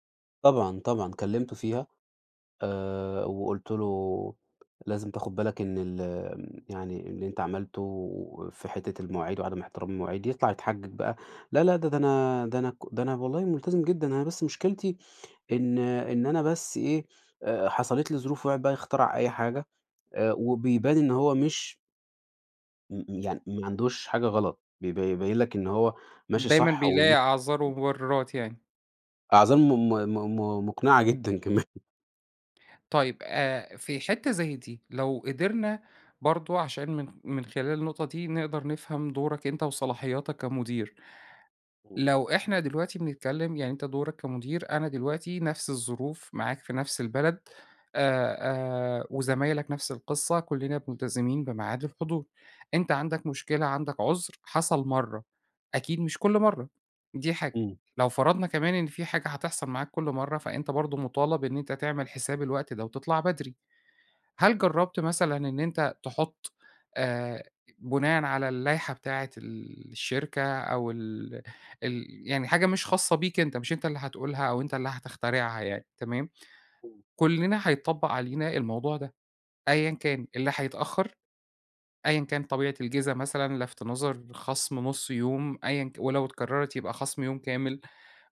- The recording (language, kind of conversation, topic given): Arabic, advice, إزاي أواجه موظف مش ملتزم وده بيأثر على أداء الفريق؟
- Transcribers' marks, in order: tapping; unintelligible speech; laughing while speaking: "كمان"; chuckle